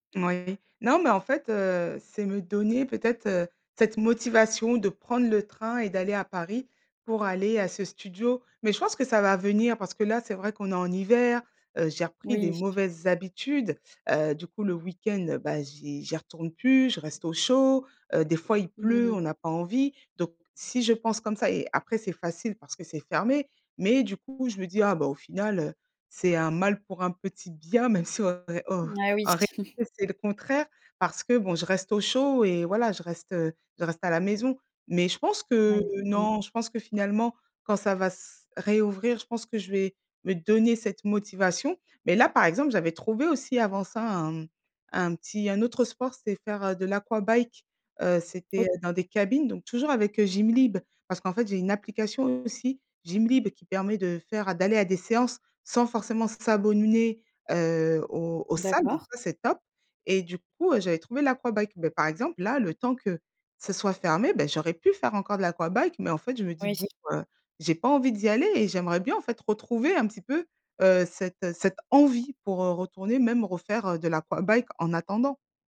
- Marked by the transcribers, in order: other background noise; laughing while speaking: "même si"; chuckle; tapping
- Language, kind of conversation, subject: French, advice, Comment remplacer mes mauvaises habitudes par de nouvelles routines durables sans tout changer brutalement ?